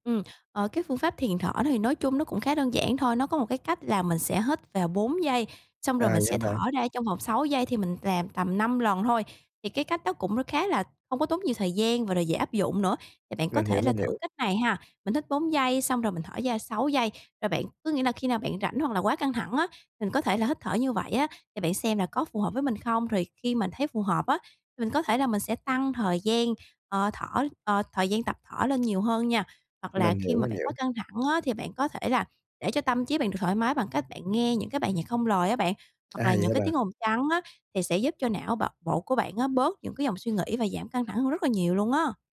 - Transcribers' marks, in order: other background noise; tapping
- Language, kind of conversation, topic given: Vietnamese, advice, Làm sao để dành thời gian nghỉ ngơi cho bản thân mỗi ngày?